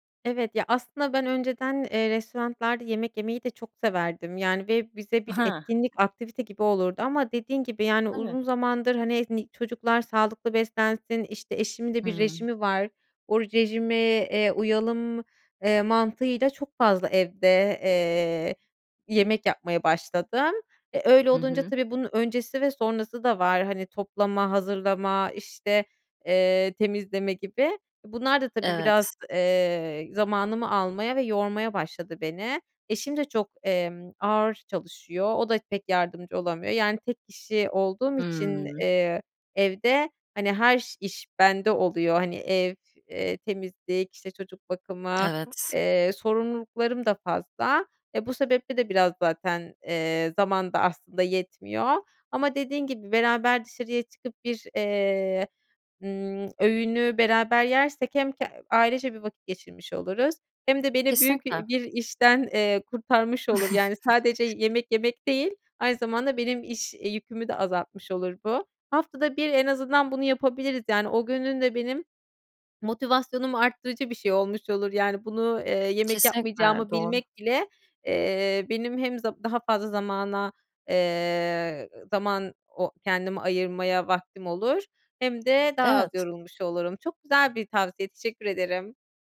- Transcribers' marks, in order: other background noise; chuckle
- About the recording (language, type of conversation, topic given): Turkish, advice, Gün içinde dinlenmeye zaman bulamıyor ve sürekli yorgun mu hissediyorsun?